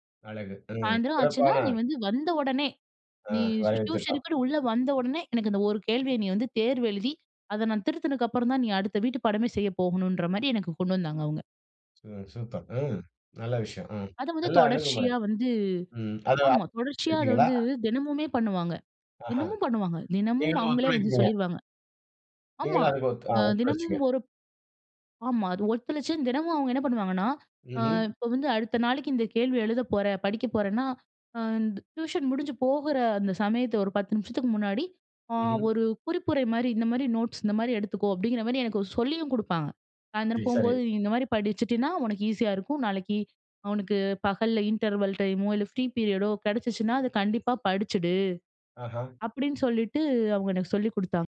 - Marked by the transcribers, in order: unintelligible speech; in English: "ஈஸியா"; in English: "இன்டர்வல் டைமோ"; in English: "ஃப்ரீ பீரியடோ"
- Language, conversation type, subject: Tamil, podcast, உங்கள் முதல் தோல்வி அனுபவம் என்ன, அதிலிருந்து நீங்கள் என்ன கற்றுக்கொண்டீர்கள்?